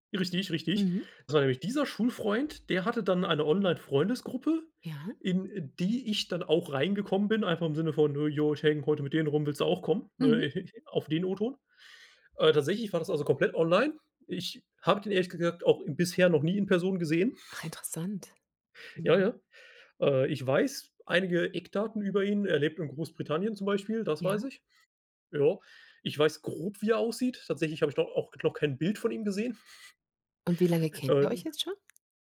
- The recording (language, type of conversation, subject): German, podcast, Hast du schon einmal mit einer fremden Person eine Freundschaft begonnen?
- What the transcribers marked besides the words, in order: giggle; chuckle